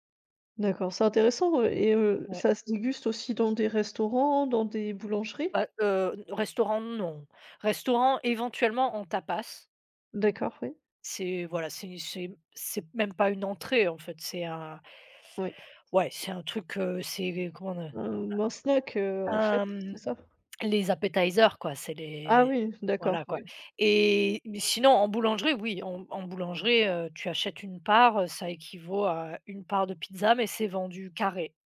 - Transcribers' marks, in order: tapping; in English: "appetizers"
- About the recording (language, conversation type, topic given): French, unstructured, Quels plats typiques représentent le mieux votre région, et pourquoi ?